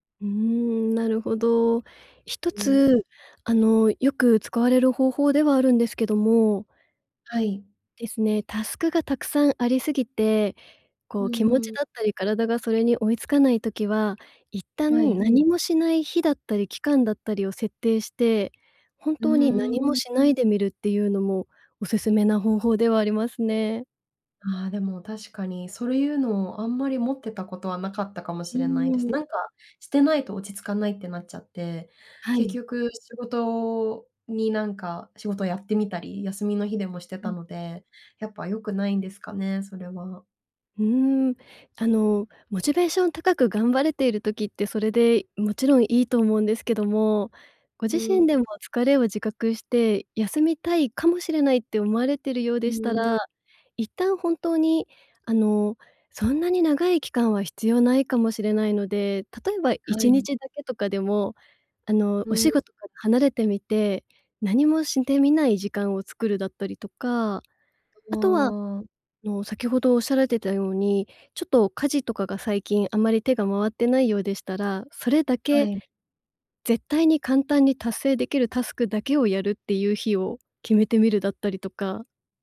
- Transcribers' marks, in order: none
- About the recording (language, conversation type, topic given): Japanese, advice, 燃え尽き感が強くて仕事や日常に集中できないとき、どうすれば改善できますか？